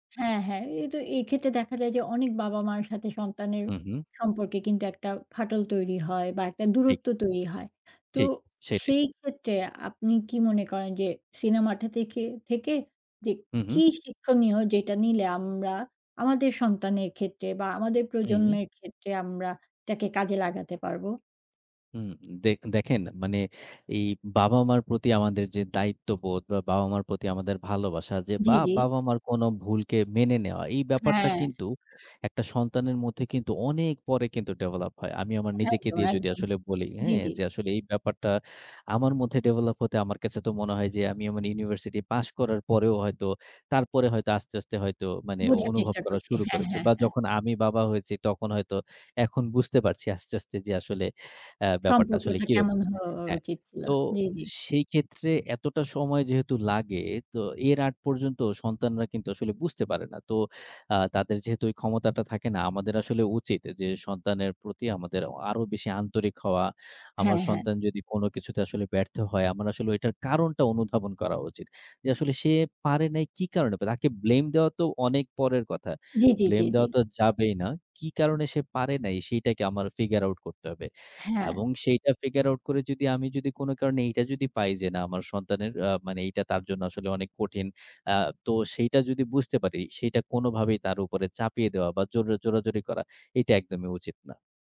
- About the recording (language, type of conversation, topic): Bengali, podcast, কোন সিনেমা তোমার আবেগকে গভীরভাবে স্পর্শ করেছে?
- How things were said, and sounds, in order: tapping; in English: "blame"; in English: "Blame"; in English: "figure out"; in English: "figure out"